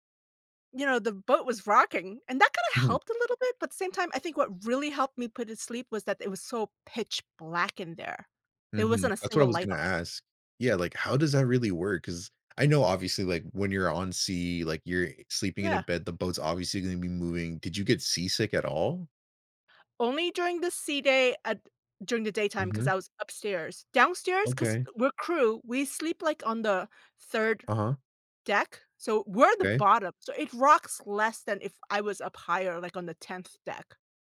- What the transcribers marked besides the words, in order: none
- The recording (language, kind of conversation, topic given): English, unstructured, How can I keep my sleep and workouts on track while traveling?